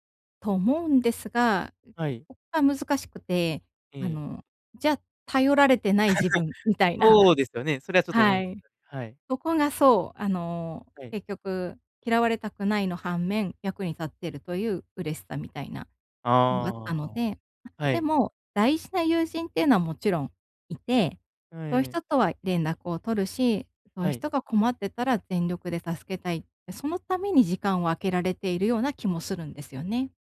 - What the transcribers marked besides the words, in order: other noise; laugh; chuckle
- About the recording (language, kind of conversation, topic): Japanese, advice, 人にNOと言えず負担を抱え込んでしまうのは、どんな場面で起きますか？